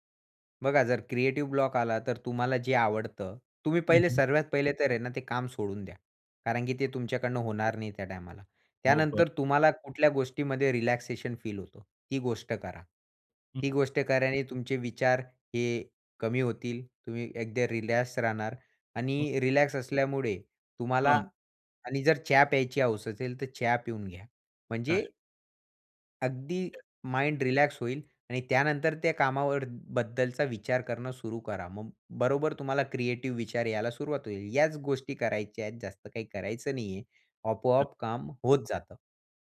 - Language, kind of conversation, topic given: Marathi, podcast, सर्जनशील अडथळा आला तर तुम्ही सुरुवात कशी करता?
- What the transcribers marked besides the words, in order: other background noise